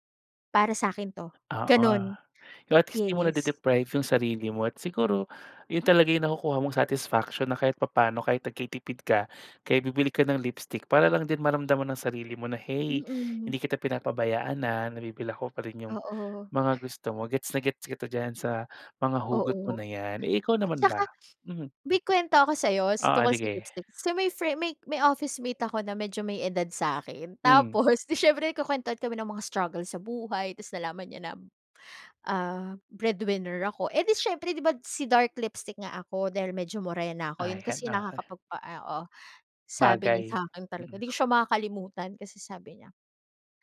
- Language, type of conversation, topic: Filipino, podcast, Paano mo pinag-iiba ang mga kailangan at gusto sa tuwing namimili ka?
- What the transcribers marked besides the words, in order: "nabibili" said as "nabibila"; other background noise; sniff; laughing while speaking: "tapos"